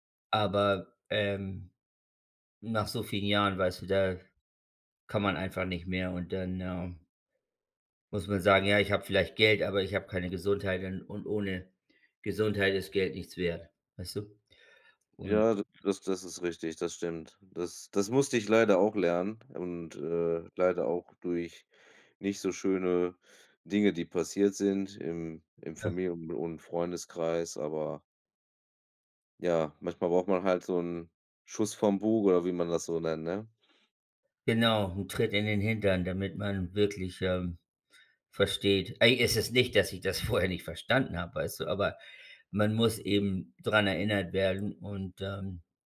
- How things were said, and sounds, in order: laughing while speaking: "vorher"
- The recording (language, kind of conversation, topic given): German, unstructured, Wie findest du eine gute Balance zwischen Arbeit und Privatleben?